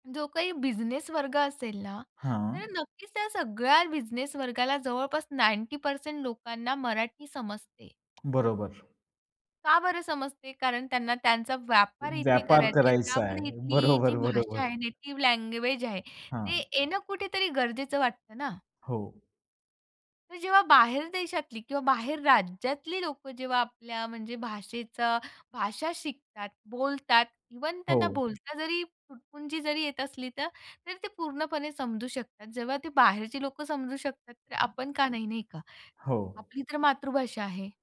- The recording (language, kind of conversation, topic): Marathi, podcast, मुलांना मातृभाषेचं महत्त्व कसं पटवून द्याल?
- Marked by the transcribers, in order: in English: "नाइन्टी पर्सेंट"; other background noise; laughing while speaking: "बरोबर, बरोबर"; in English: "नेटिव्ह लँग्वेज"; in English: "इव्हन"; other noise